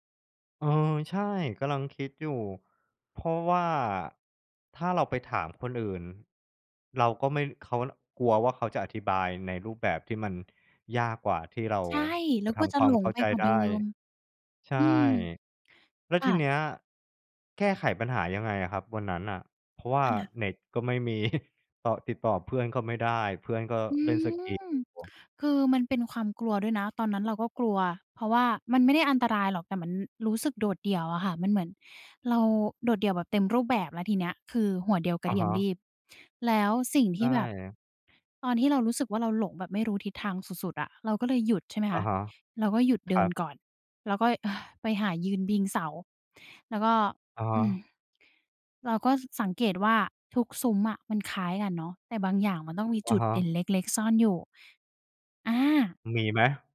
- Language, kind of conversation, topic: Thai, podcast, ครั้งที่คุณหลงทาง คุณได้เรียนรู้อะไรที่สำคัญที่สุด?
- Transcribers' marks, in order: laughing while speaking: "มี"; sigh; "พิง" said as "บิง"